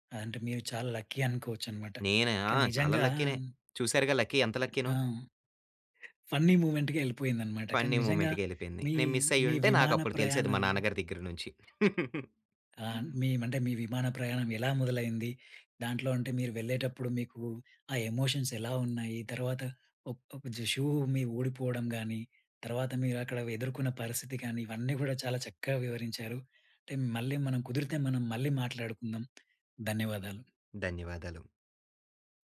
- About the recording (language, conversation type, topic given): Telugu, podcast, ఒకసారి మీ విమానం తప్పిపోయినప్పుడు మీరు ఆ పరిస్థితిని ఎలా ఎదుర్కొన్నారు?
- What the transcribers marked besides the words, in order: in English: "లక్కీ"; in English: "లక్కీ‌నే"; in English: "లక్కీ"; other background noise; in English: "ఫన్నీ మూవ్‌మెంట్‌గా"; in English: "ఫన్నీ మూమెంట్‌గా"; in English: "మిస్"; laugh; in English: "ఎమోషన్స్"; in English: "షూ"; tapping